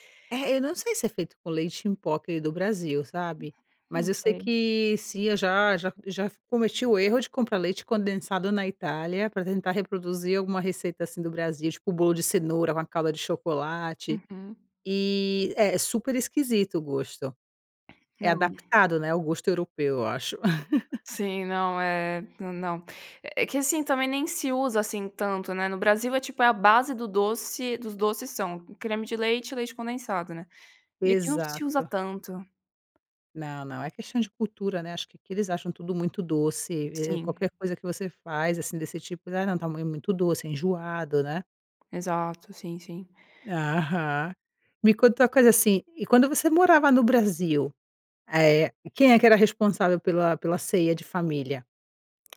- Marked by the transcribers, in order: chuckle; tapping
- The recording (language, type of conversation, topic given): Portuguese, podcast, Tem alguma receita de família que virou ritual?